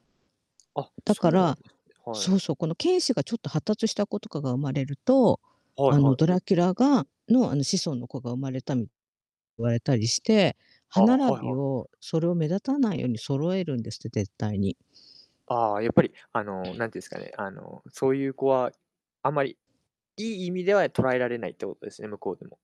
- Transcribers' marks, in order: other background noise
- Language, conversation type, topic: Japanese, unstructured, 挑戦してみたい新しい趣味はありますか？